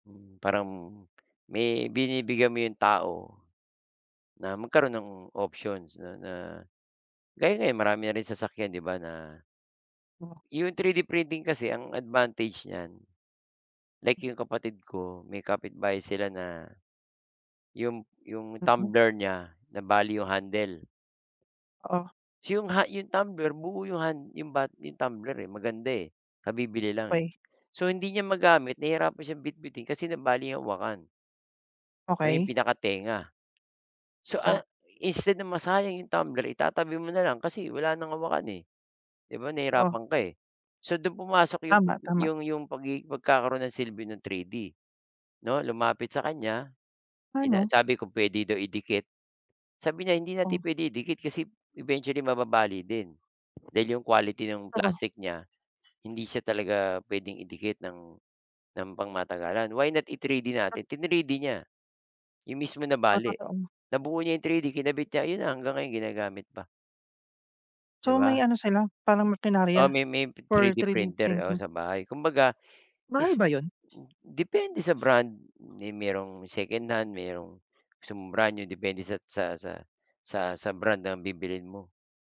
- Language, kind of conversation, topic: Filipino, unstructured, Anong problema ang nais mong lutasin sa pamamagitan ng pag-imprenta sa tatlong dimensiyon?
- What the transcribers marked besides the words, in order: none